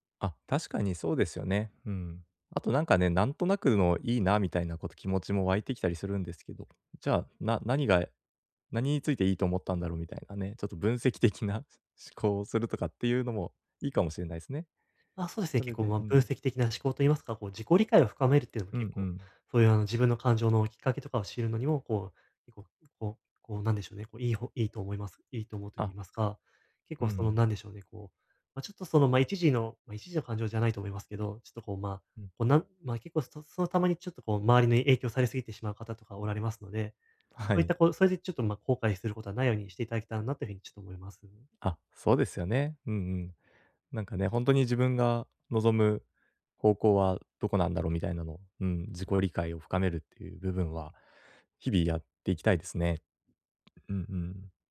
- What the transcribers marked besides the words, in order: none
- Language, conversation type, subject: Japanese, advice, 周囲と比べて進路の決断を急いでしまうとき、どうすればいいですか？